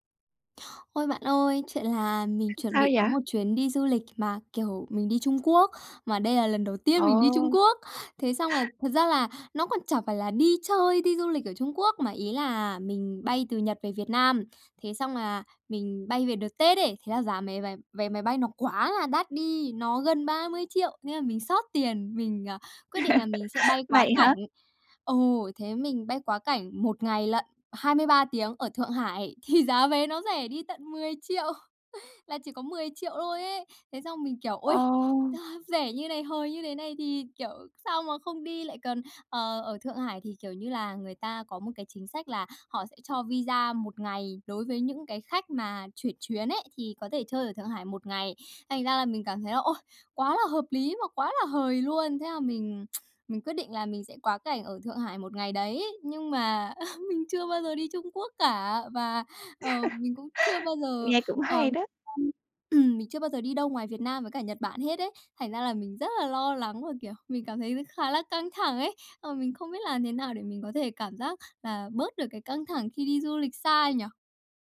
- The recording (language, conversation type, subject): Vietnamese, advice, Làm sao để giảm bớt căng thẳng khi đi du lịch xa?
- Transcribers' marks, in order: other background noise; tapping; joyful: "tiên mình đi Trung Quốc"; chuckle; joyful: "thì giá vé nó rẻ đi tận mười triệu"; chuckle; chuckle; unintelligible speech